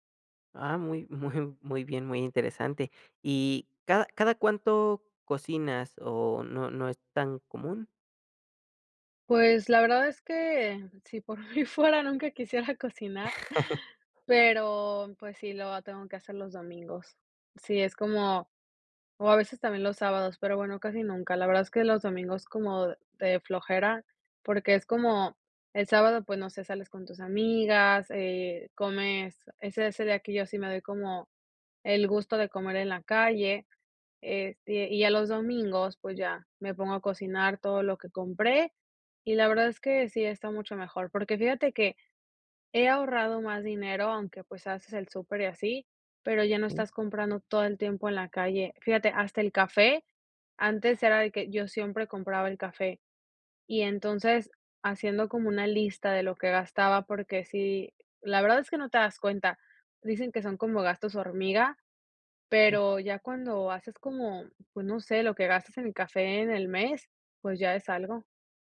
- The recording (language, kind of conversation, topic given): Spanish, podcast, ¿Cómo planificas las comidas de la semana sin volverte loco?
- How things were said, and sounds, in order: laughing while speaking: "muy"; laughing while speaking: "por mí fuera nunca quisiera cocinar"; chuckle; giggle